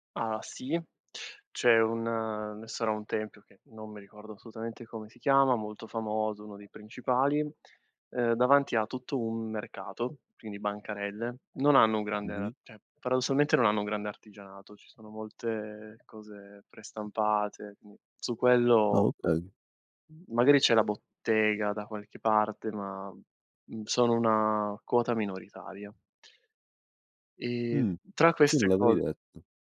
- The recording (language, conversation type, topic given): Italian, podcast, Quale città o paese ti ha fatto pensare «tornerò qui» e perché?
- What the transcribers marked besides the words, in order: "cioè" said as "ceh"